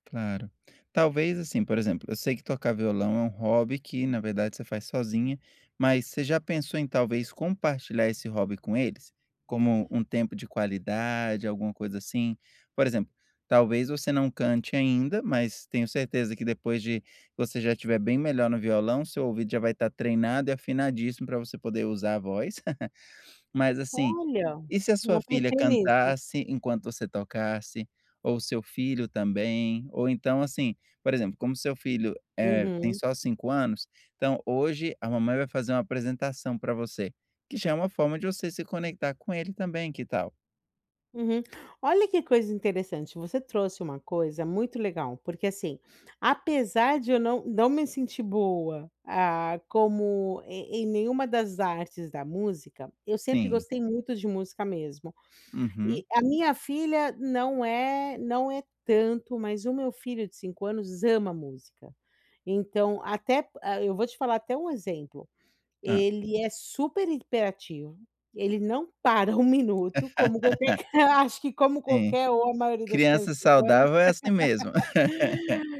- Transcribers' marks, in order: chuckle; tapping; laughing while speaking: "como qualquer, acho que"; laugh; laugh
- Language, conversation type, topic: Portuguese, advice, Como posso conciliar meus hobbies com a minha rotina de trabalho?